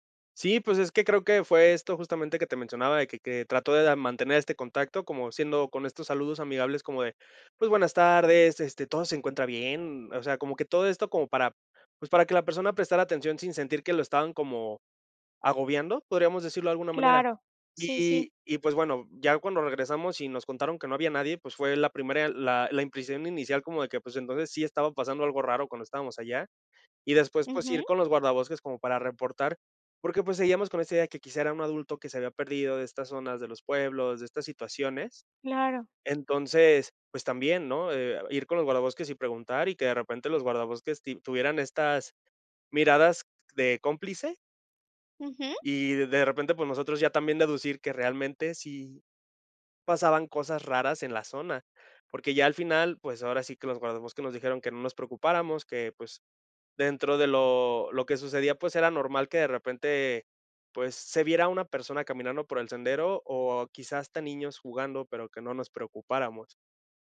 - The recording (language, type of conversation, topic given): Spanish, podcast, ¿Cuál es una aventura al aire libre que nunca olvidaste?
- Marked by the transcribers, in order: none